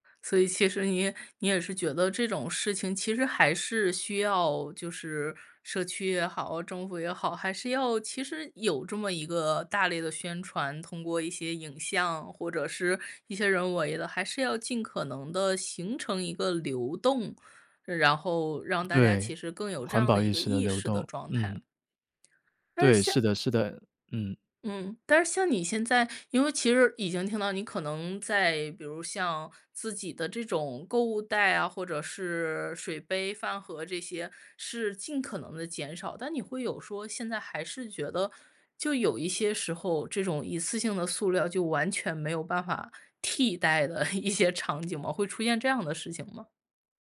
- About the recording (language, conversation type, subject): Chinese, podcast, 你会怎么减少一次性塑料的使用？
- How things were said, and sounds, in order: other background noise; laughing while speaking: "一些场景吗？"